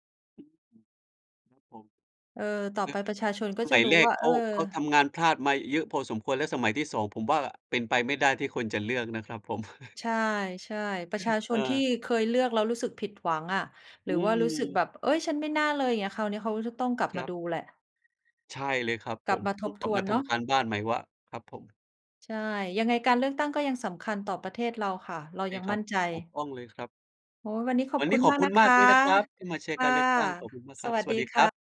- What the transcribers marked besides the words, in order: other background noise; chuckle
- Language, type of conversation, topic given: Thai, unstructured, คุณคิดว่าการเลือกตั้งมีความสำคัญแค่ไหนต่อประเทศ?